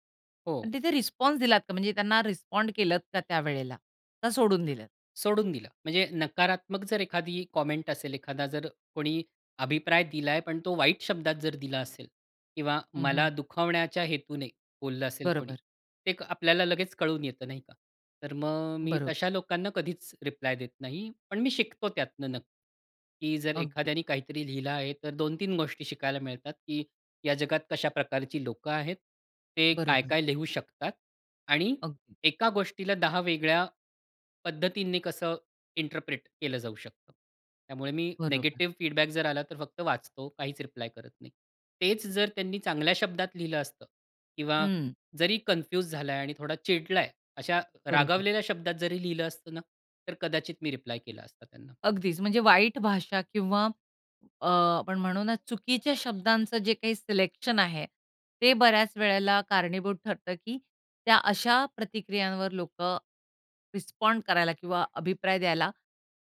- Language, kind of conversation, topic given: Marathi, podcast, प्रेक्षकांचा प्रतिसाद तुमच्या कामावर कसा परिणाम करतो?
- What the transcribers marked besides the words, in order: in English: "रिस्पॉन्स"; in English: "रिस्पॉन्ड"; in English: "इंटरप्रेट"; in English: "फीडबॅक"; other background noise; tapping; in English: "रिस्पॉन्ड"